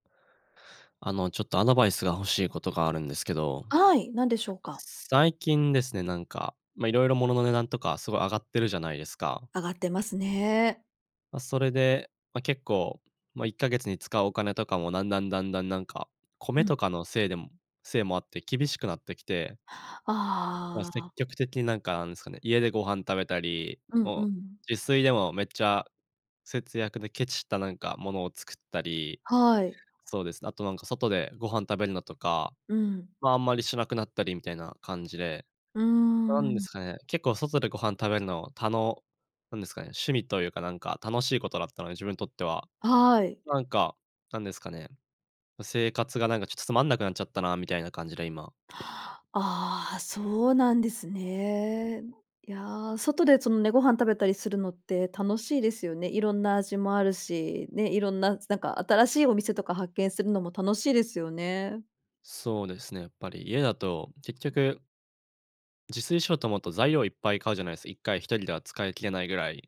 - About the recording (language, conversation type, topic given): Japanese, advice, 節約しすぎて生活の楽しみが減ってしまったのはなぜですか？
- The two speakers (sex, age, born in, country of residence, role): female, 40-44, Japan, Japan, advisor; male, 20-24, Japan, Japan, user
- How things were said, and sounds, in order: tapping; other noise